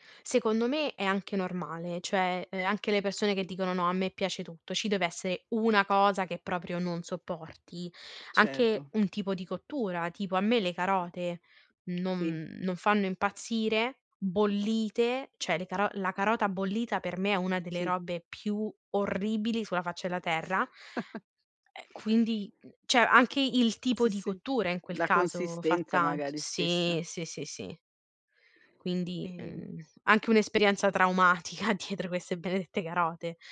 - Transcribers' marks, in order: other background noise; "cioè" said as "ceh"; "della" said as "ela"; chuckle; "cioè" said as "ceh"; laughing while speaking: "traumatica dietro"
- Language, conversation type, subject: Italian, podcast, Come prepari piatti nutrienti e veloci per tutta la famiglia?